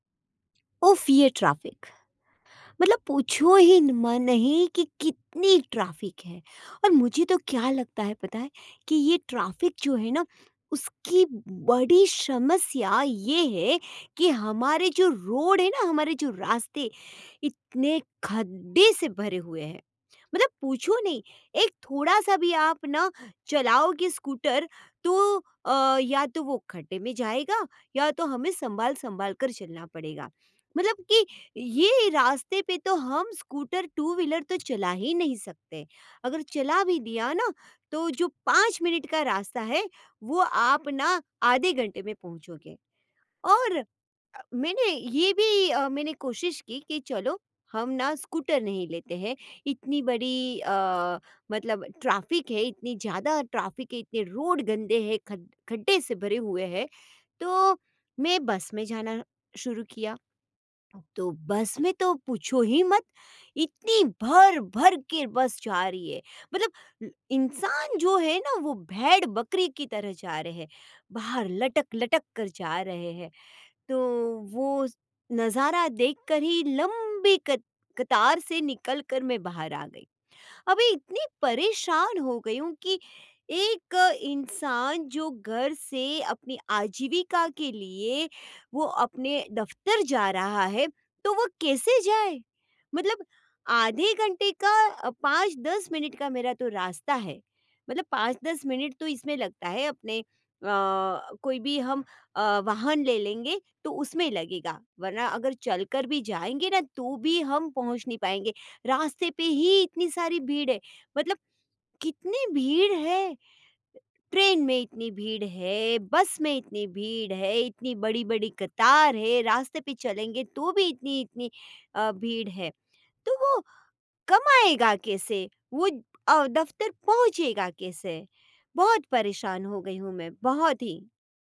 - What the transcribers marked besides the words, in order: in English: "ट्रैफिक"; in English: "ट्रैफिक"; in English: "ट्रैफिक"; in English: "टू व्हीलर"; in English: "ट्रैफिक"; in English: "ट्रैफिक"
- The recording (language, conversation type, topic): Hindi, advice, ट्रैफिक या कतार में मुझे गुस्सा और हताशा होने के शुरुआती संकेत कब और कैसे समझ में आते हैं?